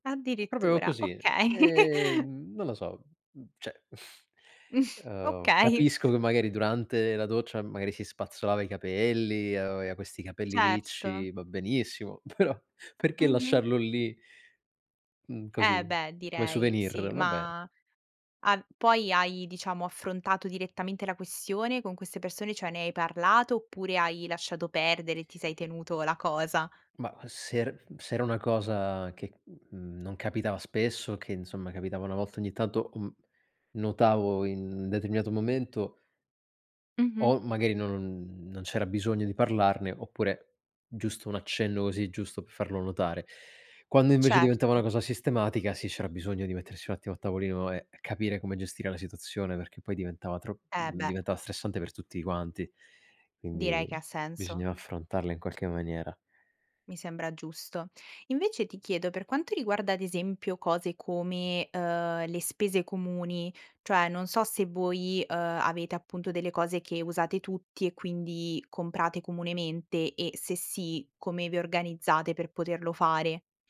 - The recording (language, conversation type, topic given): Italian, podcast, Come vi organizzate per dividervi le responsabilità domestiche e le faccende in casa?
- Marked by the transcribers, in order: giggle; snort; "aveva" said as "avea"; laughing while speaking: "però"; other background noise; tapping